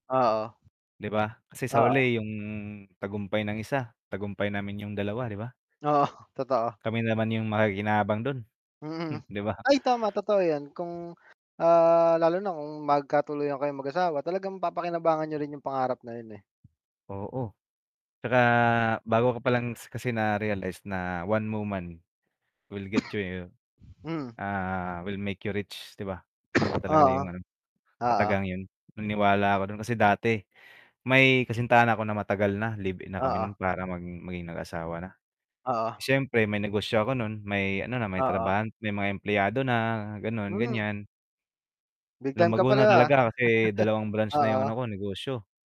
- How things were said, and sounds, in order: static; cough; cough; chuckle
- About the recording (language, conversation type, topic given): Filipino, unstructured, Paano ninyo sinusuportahan ang mga pangarap ng isa’t isa?